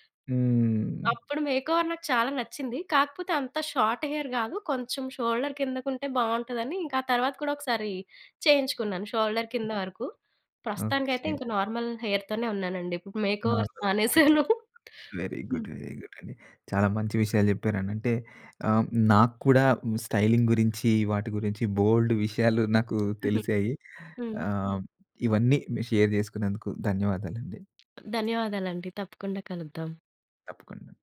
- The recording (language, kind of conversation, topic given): Telugu, podcast, బడ్జెట్ పరిమితుల వల్ల మీరు మీ స్టైల్‌లో ఏమైనా మార్పులు చేసుకోవాల్సి వచ్చిందా?
- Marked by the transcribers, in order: in English: "మేక్‌ఓవర్"; in English: "షార్ట్ హెయిర్"; in English: "షోల్డర్"; other background noise; in English: "షోల్డర్"; in English: "నార్మల్ హెయిర్‌తోనే"; unintelligible speech; in English: "వెరీ గుడ్. వెరీ గుడ్"; in English: "మేక్ ఓవర్"; laughing while speaking: "మానేసాను"; in English: "స్టైలింగ్"; in English: "షేర్"; tapping